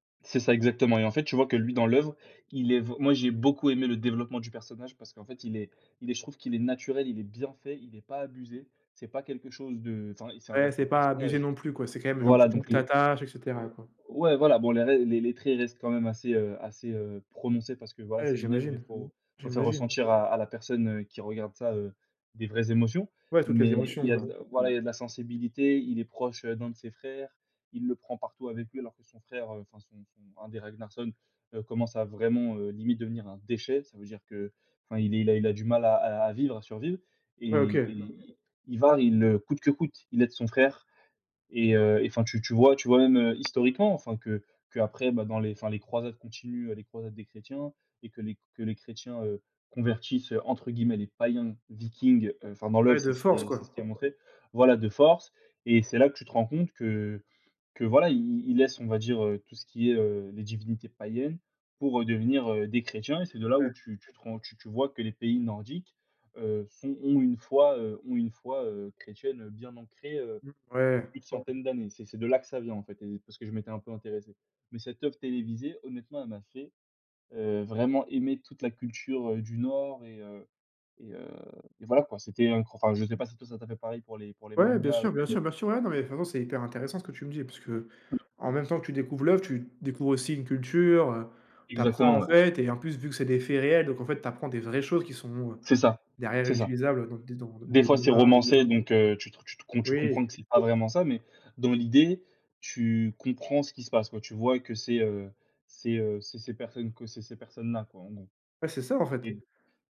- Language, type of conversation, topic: French, unstructured, Quelle série télévisée recommanderais-tu à un ami ?
- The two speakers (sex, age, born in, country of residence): male, 20-24, France, France; male, 20-24, France, France
- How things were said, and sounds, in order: unintelligible speech; tapping